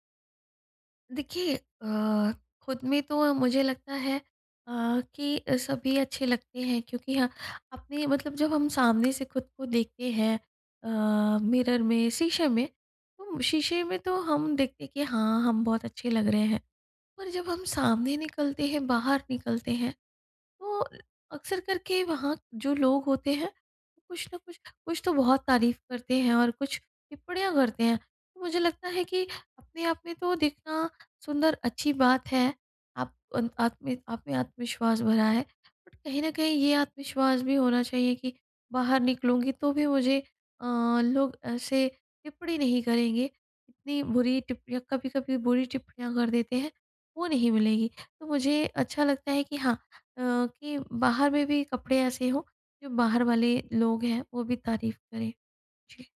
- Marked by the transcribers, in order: other background noise; in English: "मिरर"; in English: "बट"
- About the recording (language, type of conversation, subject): Hindi, advice, अपना स्टाइल खोजने के लिए मुझे आत्मविश्वास और सही मार्गदर्शन कैसे मिल सकता है?